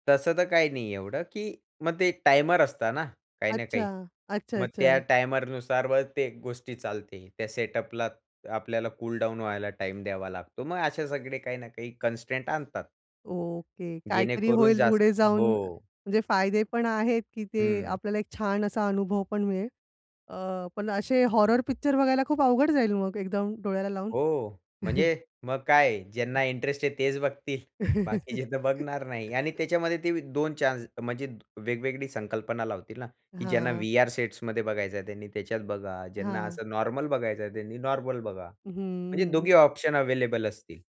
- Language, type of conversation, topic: Marathi, podcast, स्ट्रीमिंगमुळे पारंपरिक दूरदर्शनमध्ये नेमके कोणते बदल झाले असे तुम्हाला वाटते?
- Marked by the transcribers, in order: in English: "कन्स्टेंट"; other background noise; in English: "हॉरर पिक्चर"; chuckle; laughing while speaking: "तेच बघतील. बाकीचे तर बघणार नाही"; chuckle